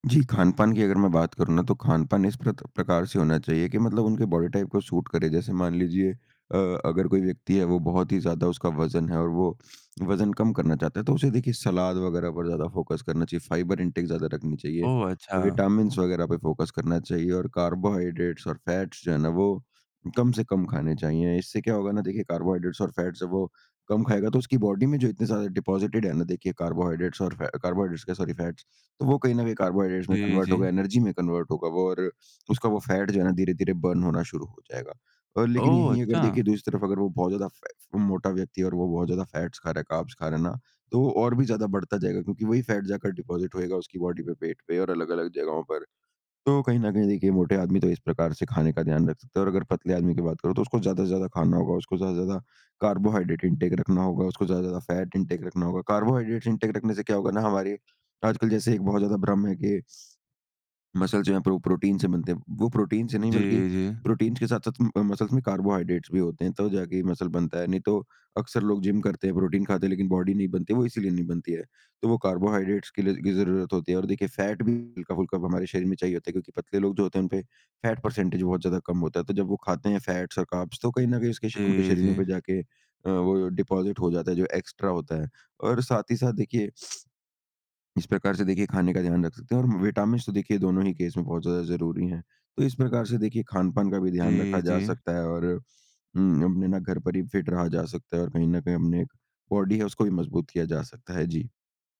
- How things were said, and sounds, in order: in English: "बॉडी टाइप"; in English: "सूट"; in English: "फोकस"; in English: "फाइबर इंटेक"; in English: "फोकस"; in English: "बॉडी"; in English: "डिपॉज़िटेड"; in English: "सॉरी"; in English: "कन्वर्ट"; in English: "एनर्जी"; in English: "कन्वर्ट"; sniff; in English: "बर्न"; in English: "डिपॉज़िट"; in English: "बॉडी"; in English: "इंटेक"; in English: "इंटेक"; in English: "इंटेक"; sniff; in English: "मसल्स"; in English: "मसल्स"; in English: "मसल"; in English: "बॉडी"; in English: "परसेंटेज"; in English: "डिपॉज़िट"; in English: "एक्स्ट्रा"; sniff; in English: "फिट"; in English: "बॉडी"
- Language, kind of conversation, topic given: Hindi, podcast, घर पर बिना जिम जाए फिट कैसे रहा जा सकता है?